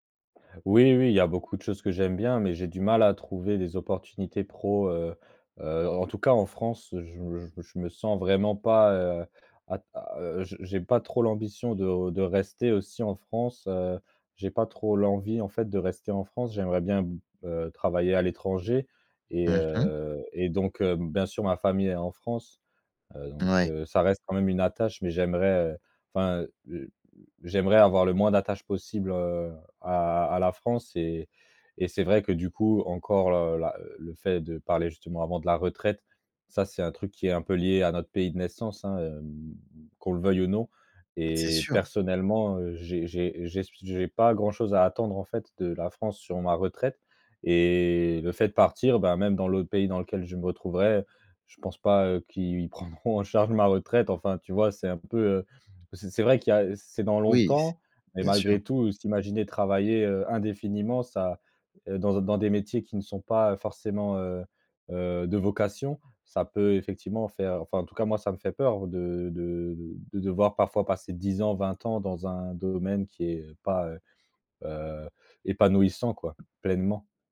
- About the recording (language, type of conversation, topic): French, advice, Comment vous préparez-vous à la retraite et comment vivez-vous la perte de repères professionnels ?
- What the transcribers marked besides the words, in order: chuckle; stressed: "vocation"